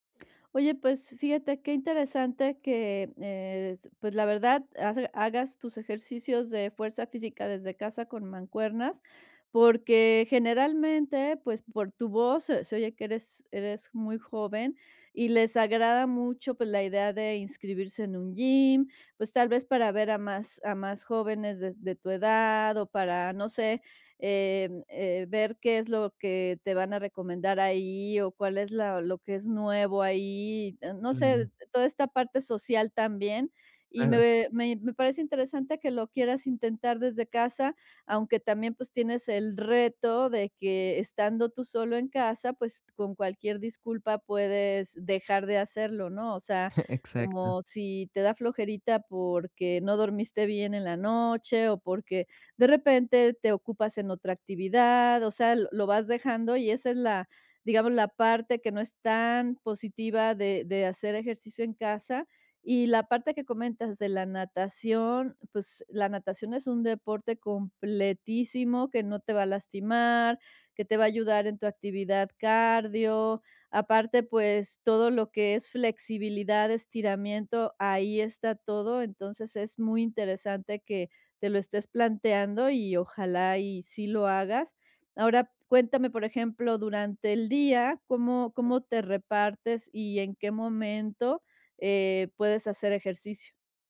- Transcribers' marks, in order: chuckle; stressed: "tan"; other background noise
- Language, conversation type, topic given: Spanish, advice, ¿Cómo puedo crear rutinas y hábitos efectivos para ser más disciplinado?